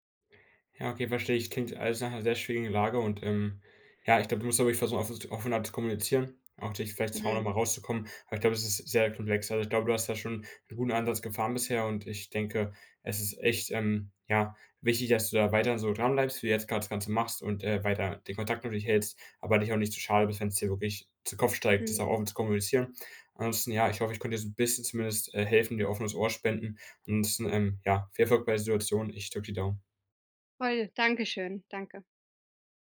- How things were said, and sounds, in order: none
- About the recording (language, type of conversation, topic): German, advice, Wie können wir Rollen und Aufgaben in der erweiterten Familie fair aufteilen?